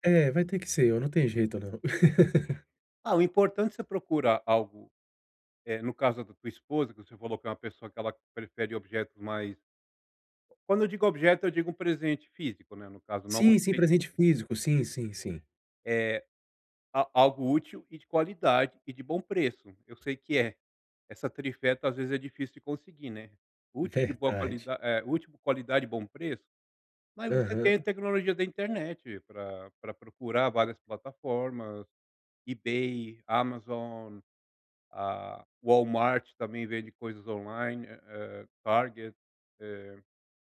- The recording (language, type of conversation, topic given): Portuguese, advice, Como posso encontrar um presente bom e adequado para alguém?
- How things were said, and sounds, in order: tapping; laugh